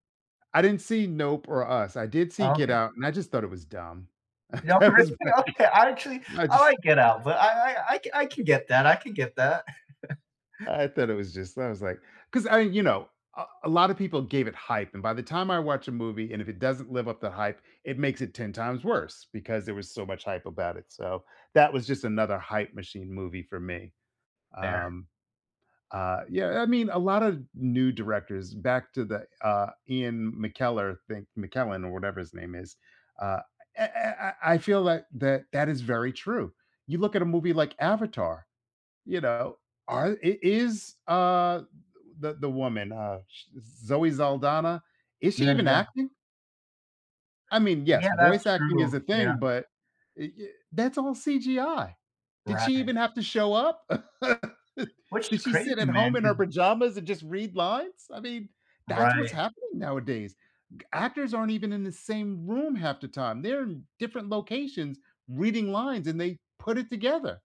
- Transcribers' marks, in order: other background noise; unintelligible speech; chuckle; laughing while speaking: "That was"; unintelligible speech; laugh; laugh
- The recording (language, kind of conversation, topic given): English, unstructured, What kind of movies do you enjoy watching the most?